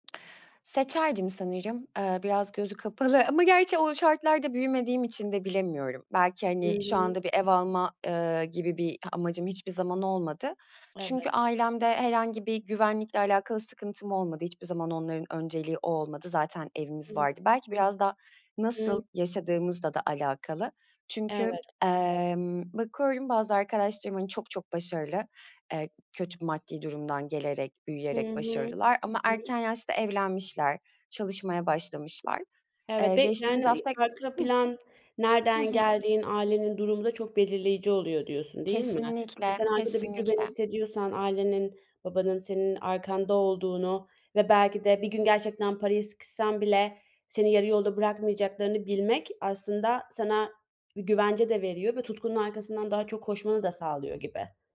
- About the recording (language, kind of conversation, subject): Turkish, podcast, Maddi güvenliği mi yoksa tutkunun peşinden gitmeyi mi seçersin?
- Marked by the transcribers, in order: other background noise; tapping